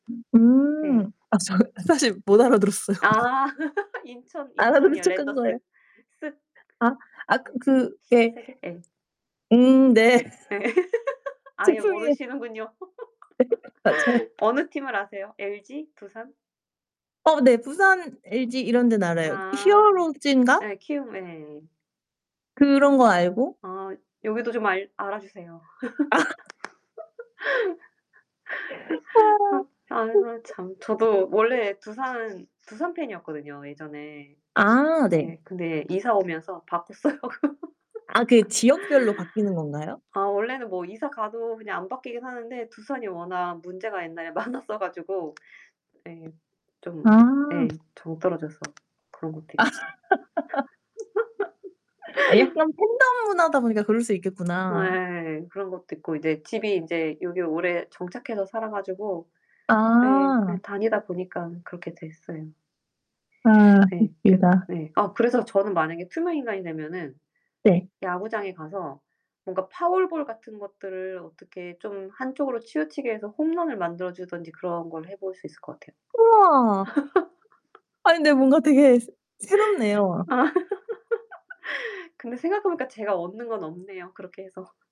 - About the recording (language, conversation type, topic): Korean, unstructured, 만약 우리가 투명 인간이 된다면 어떤 장난을 치고 싶으신가요?
- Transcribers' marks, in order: distorted speech; other background noise; laugh; laughing while speaking: "알아들은 척 한 거예요"; unintelligible speech; laugh; laughing while speaking: "네"; laugh; laughing while speaking: "죄송해요"; laughing while speaking: "모르시는군요"; laugh; tapping; laugh; laughing while speaking: "맞아요"; laughing while speaking: "아"; laugh; unintelligible speech; unintelligible speech; laughing while speaking: "바꿨어요"; laugh; laughing while speaking: "많았어 가지고"; laughing while speaking: "아"; laugh; laugh; laugh; laughing while speaking: "아"; laugh